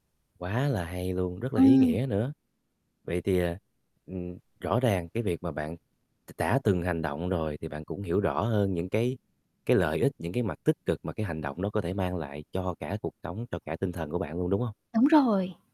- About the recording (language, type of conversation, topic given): Vietnamese, podcast, Bạn nghĩ thế nào về vai trò của cộng đồng trong việc bảo tồn thiên nhiên?
- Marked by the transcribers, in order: static